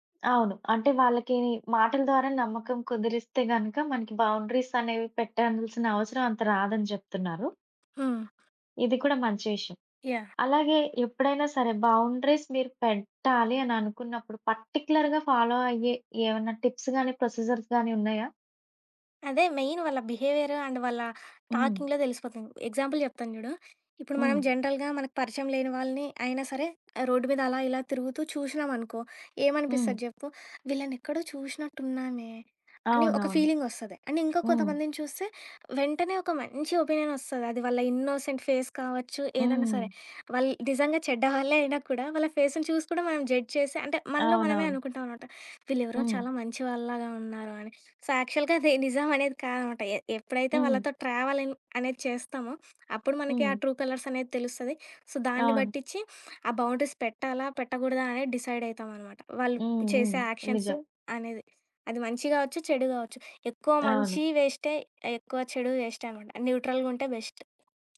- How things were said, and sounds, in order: other background noise; in English: "బౌండరీస్"; in English: "బౌండరీస్"; in English: "పర్టిక్యులర్‌గా ఫాలో"; in English: "టిప్స్"; in English: "ప్రొసిజర్స్"; in English: "మెయిన్"; in English: "బిహేవియర్ అండ్"; in English: "టాకింగ్‌లో"; in English: "ఎగ్జాంపుల్"; in English: "జనరల్‌గా"; in English: "ఫీలింగ్"; in English: "అండ్"; in English: "ఒపీనియన్"; in English: "ఇన్నోసెంట్ ఫేస్"; in English: "జడ్జ్"; in English: "సో, యాక్చువల్‌గా"; in English: "ట్రావెలింగ్"; in English: "ట్రూ కలర్స్"; in English: "సో"; in English: "బౌండరీస్"; in English: "డిసైడ్"; in English: "న్యూట్రల్‌గా"; in English: "బెస్ట్"
- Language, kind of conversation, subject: Telugu, podcast, ఎవరితోనైనా సంబంధంలో ఆరోగ్యకరమైన పరిమితులు ఎలా నిర్ణయించి పాటిస్తారు?